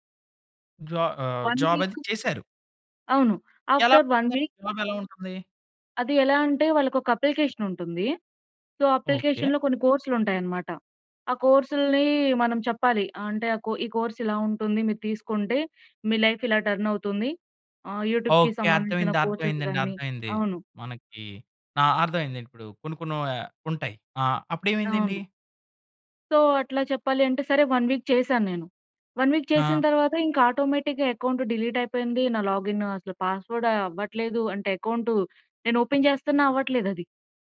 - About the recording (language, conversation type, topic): Telugu, podcast, సరైన సమయంలో జరిగిన పరీక్ష లేదా ఇంటర్వ్యూ ఫలితం ఎలా మారింది?
- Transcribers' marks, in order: in English: "వన్"; in English: "ఆఫ్టర్ వన్ వీక్"; unintelligible speech; in English: "సో, అప్లికేషన్‌లో"; in English: "కోర్సెస్"; in English: "సో"; in English: "వన్ వీక్"; in English: "వన్ వీక్"; in English: "ఆటోమేటిక్‌గా అకౌంట్ డిలీట్"; in English: "లాగిన్"; in English: "పాస్‌వర్డ్"; in English: "ఓపెన్"